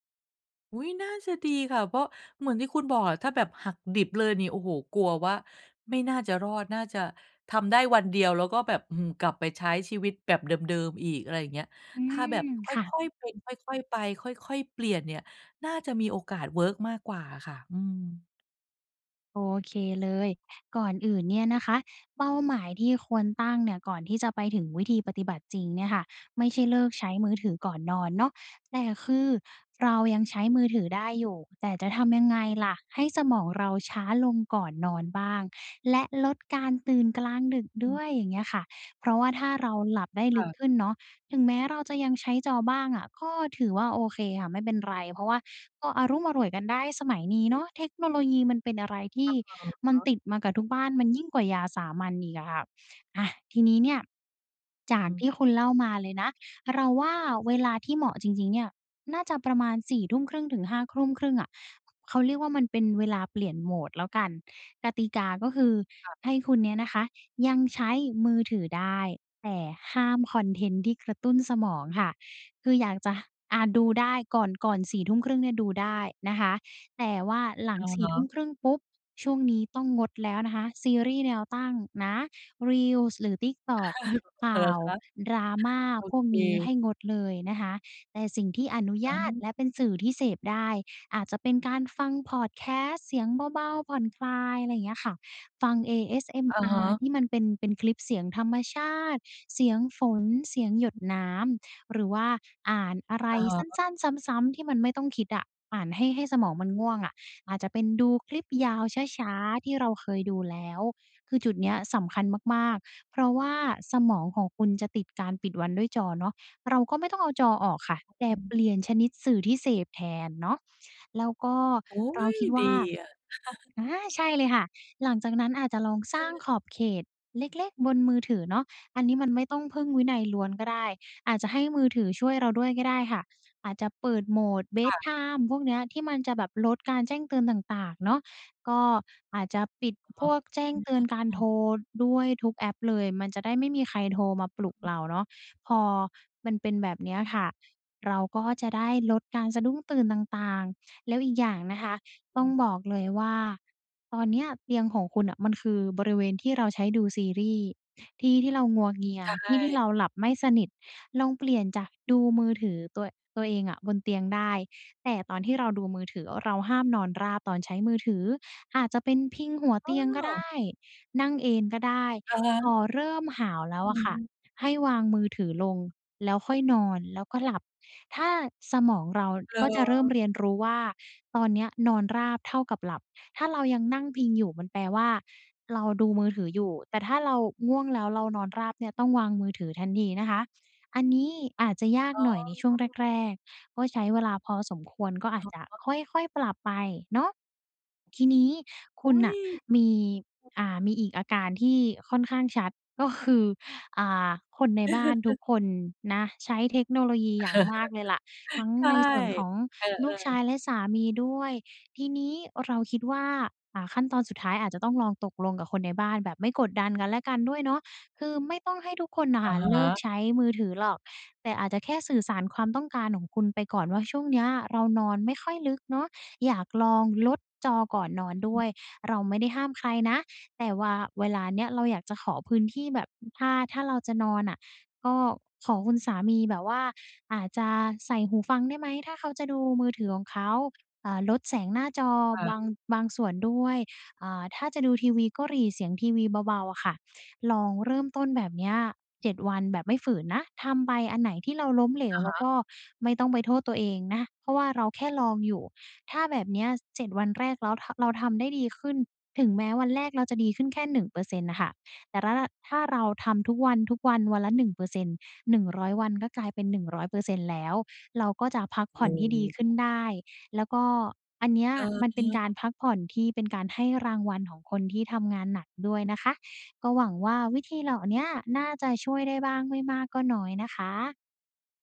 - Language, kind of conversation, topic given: Thai, advice, ฉันควรตั้งขอบเขตการใช้เทคโนโลยีช่วงค่ำก่อนนอนอย่างไรเพื่อให้หลับดีขึ้น?
- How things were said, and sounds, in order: surprised: "อุ๊ย น่าจะดีค่ะ"; "ทุ่ม" said as "ครุ่ม"; chuckle; other background noise; chuckle; in English: "เบดไทม์"; chuckle; chuckle